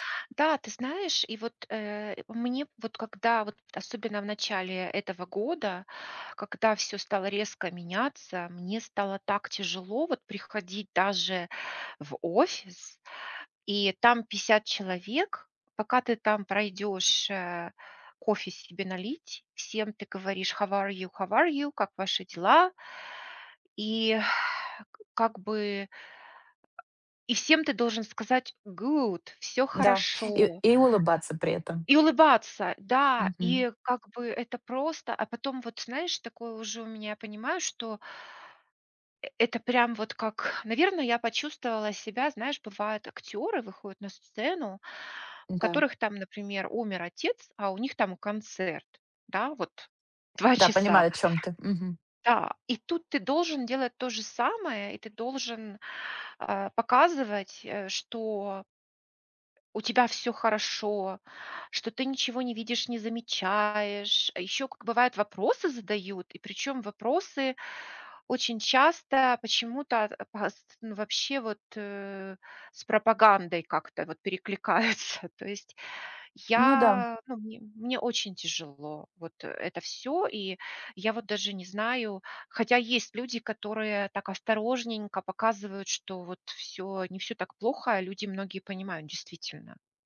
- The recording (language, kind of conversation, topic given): Russian, advice, Где проходит граница между внешним фасадом и моими настоящими чувствами?
- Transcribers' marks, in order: in English: "How are you? How are you?"; tapping; in English: "Good"